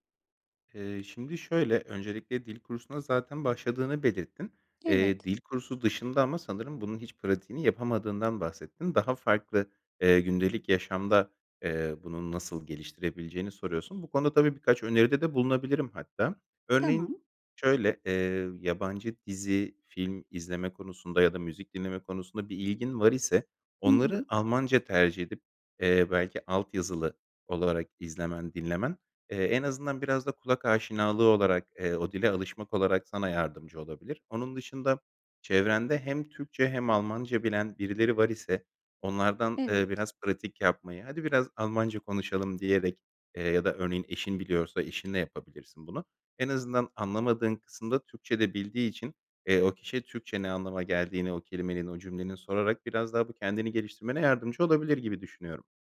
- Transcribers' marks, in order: tapping
- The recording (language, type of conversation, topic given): Turkish, advice, Yeni işe başlarken yeni rutinlere nasıl uyum sağlayabilirim?